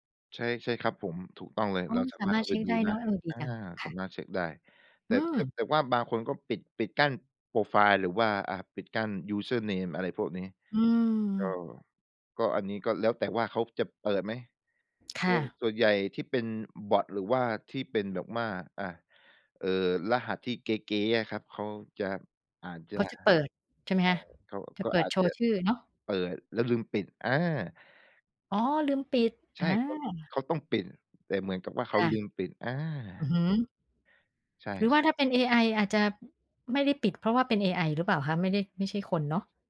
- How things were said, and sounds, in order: tapping; other noise
- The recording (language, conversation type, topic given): Thai, podcast, เวลาจะช็อปออนไลน์ คุณมีวิธีเช็กความน่าเชื่อถือยังไงบ้าง?